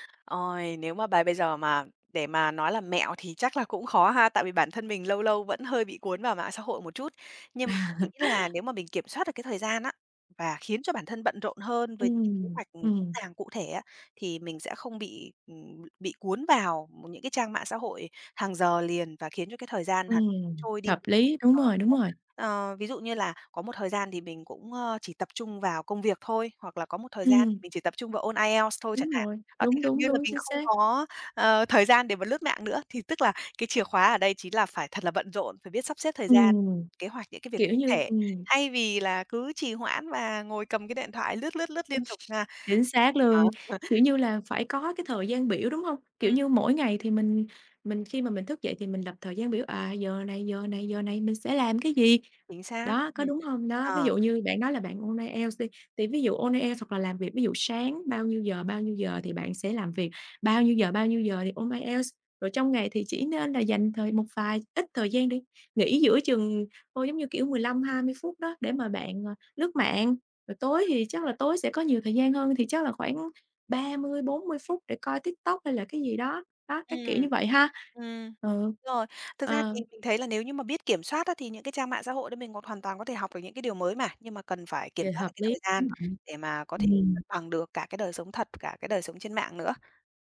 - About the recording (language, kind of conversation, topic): Vietnamese, podcast, Bạn cân bằng giữa đời sống thực và đời sống trên mạng như thế nào?
- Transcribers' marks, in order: chuckle; other background noise; unintelligible speech; tapping; chuckle; chuckle